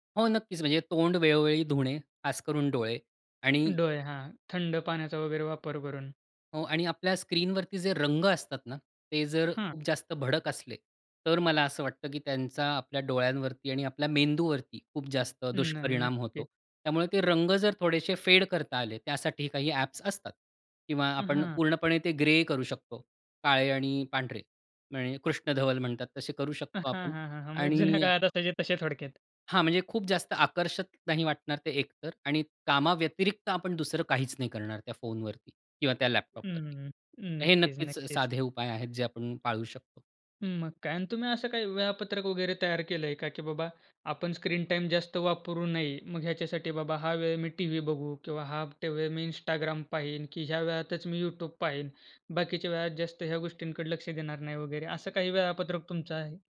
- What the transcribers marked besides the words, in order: in English: "फेड"; in English: "ग्रे"; drawn out: "मग"; in English: "स्क्रीन टाईम"
- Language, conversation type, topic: Marathi, podcast, स्क्रीन टाइम कमी करण्यासाठी कोणते सोपे उपाय करता येतील?